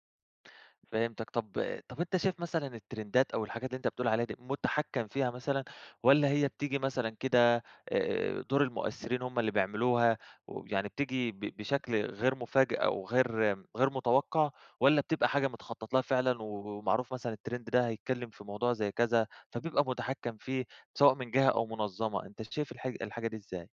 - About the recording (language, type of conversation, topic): Arabic, podcast, ازاي السوشيال ميديا بتأثر على أذواقنا؟
- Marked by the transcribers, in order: tapping; in English: "الترندات"; in English: "الترند"